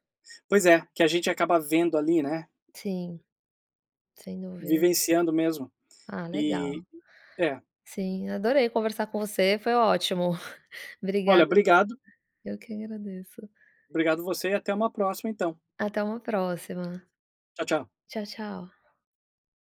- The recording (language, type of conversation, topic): Portuguese, podcast, Como o celular te ajuda ou te atrapalha nos estudos?
- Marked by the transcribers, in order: none